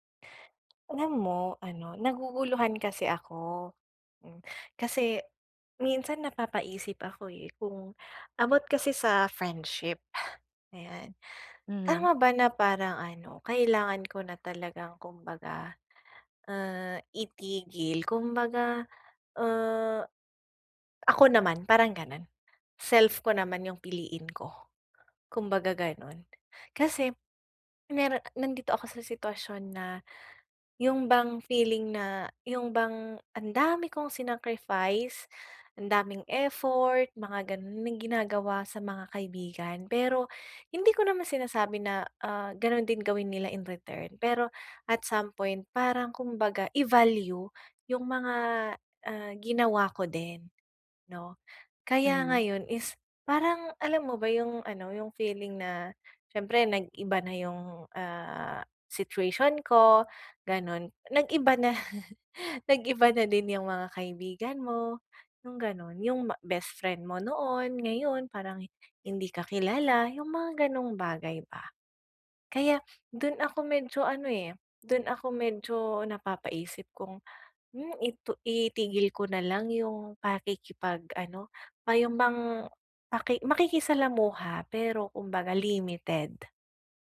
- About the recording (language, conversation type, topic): Filipino, advice, Paano ko pipiliin ang tamang gagawin kapag nahaharap ako sa isang mahirap na pasiya?
- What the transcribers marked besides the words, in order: other background noise; in English: "at some point"; chuckle